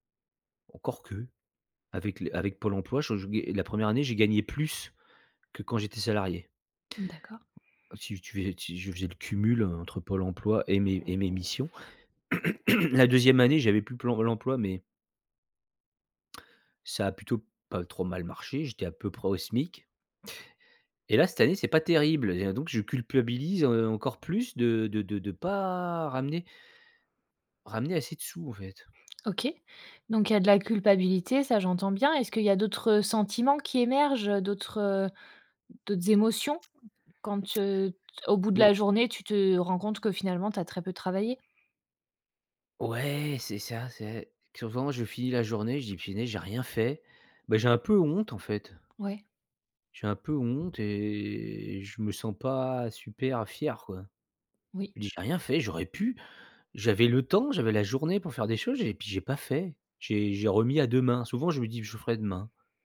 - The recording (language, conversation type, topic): French, advice, Pourquoi est-ce que je me sens coupable de prendre du temps pour moi ?
- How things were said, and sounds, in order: stressed: "plus"; tapping; other background noise; throat clearing; drawn out: "et"